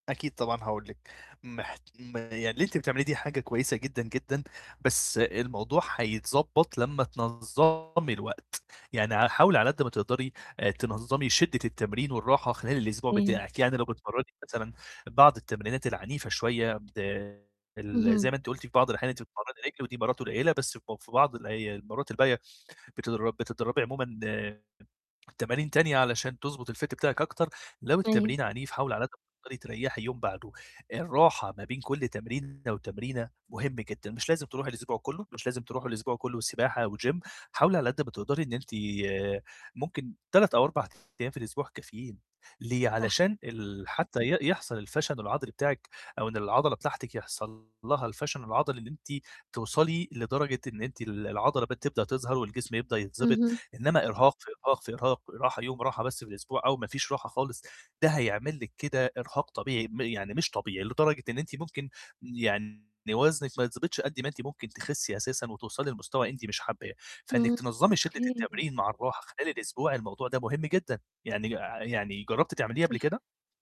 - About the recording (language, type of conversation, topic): Arabic, advice, إزاي أوازن بين تحسين أدائي الرياضي وأخد راحة كفاية في روتيني؟
- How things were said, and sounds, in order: distorted speech; in English: "الfit"; in English: "وgym"